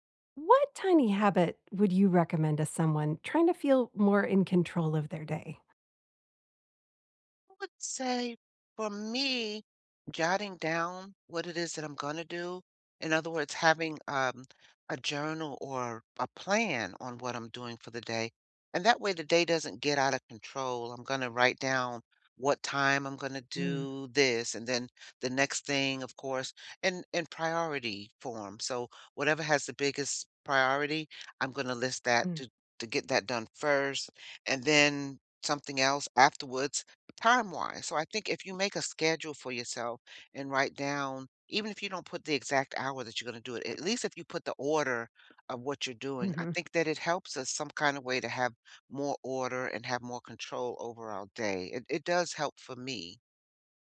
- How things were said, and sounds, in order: other background noise; tapping
- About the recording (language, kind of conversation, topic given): English, unstructured, What tiny habit should I try to feel more in control?